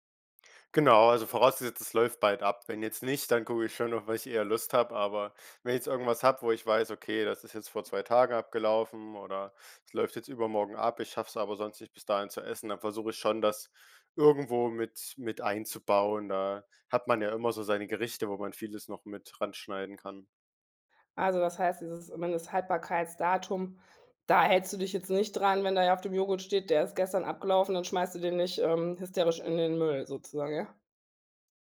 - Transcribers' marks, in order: none
- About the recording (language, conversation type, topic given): German, podcast, Wie kann man Lebensmittelverschwendung sinnvoll reduzieren?
- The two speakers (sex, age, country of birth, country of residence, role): female, 40-44, Germany, Germany, host; male, 18-19, Germany, Germany, guest